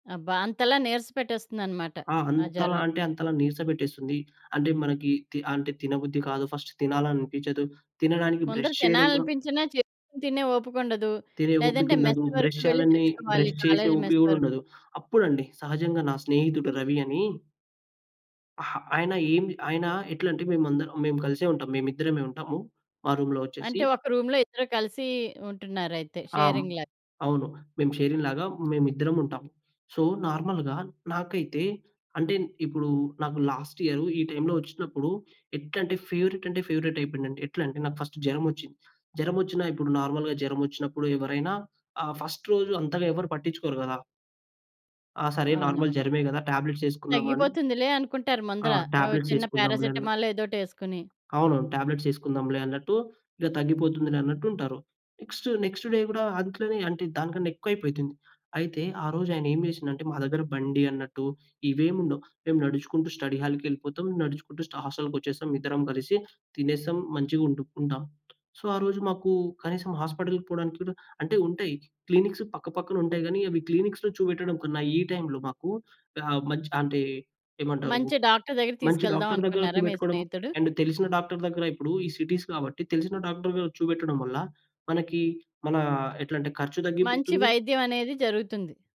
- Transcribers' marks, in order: in English: "ఫస్ట్"; in English: "బ్రష్"; in English: "మెస్"; in English: "బ్రష్"; in English: "బ్రష్"; in English: "కాలేజ్ మెస్"; in English: "రూమ్‌లో"; in English: "రూమ్‌లో"; in English: "షేరింగ్"; in English: "షేరింగ్"; in English: "సో, నార్మల్‌గా"; in English: "లాస్ట్"; in English: "ఫేవరెట్"; in English: "నార్మల్‌గా"; in English: "ఫస్ట్"; in English: "నార్మల్"; in English: "టాబ్లెట్స్"; in English: "నెక్స్ట్, నెక్స్ట్ డే"; in English: "స్టడీ"; tapping; in English: "సో"; in English: "హాస్పిటల్‌కి"; in English: "క్లినిక్స్"; in English: "క్లీనిక్స్‌లో"; in English: "అండ్"; in English: "సిటీస్"
- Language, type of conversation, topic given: Telugu, podcast, స్నేహితులు, కుటుంబం మీకు రికవరీలో ఎలా తోడ్పడారు?